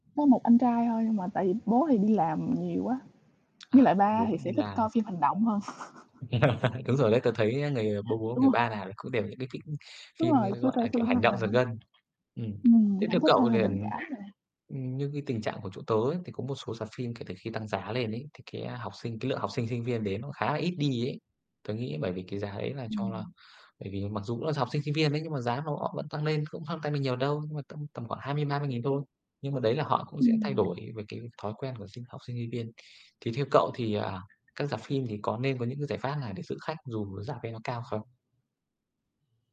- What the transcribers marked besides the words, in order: static; tapping; distorted speech; laugh; other background noise
- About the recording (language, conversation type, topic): Vietnamese, unstructured, Bạn nghĩ gì về việc giá vé xem phim ngày càng đắt đỏ?